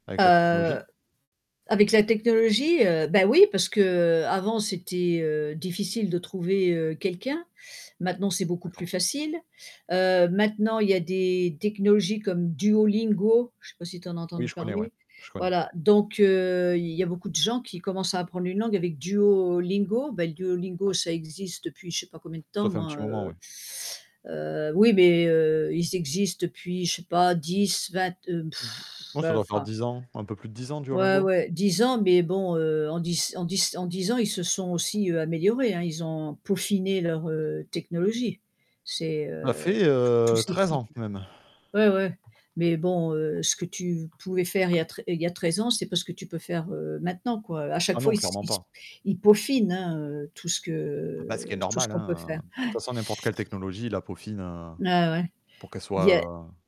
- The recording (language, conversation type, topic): French, unstructured, Comment la technologie change-t-elle notre façon d’apprendre aujourd’hui ?
- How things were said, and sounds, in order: static; distorted speech; lip trill; tapping; drawn out: "que"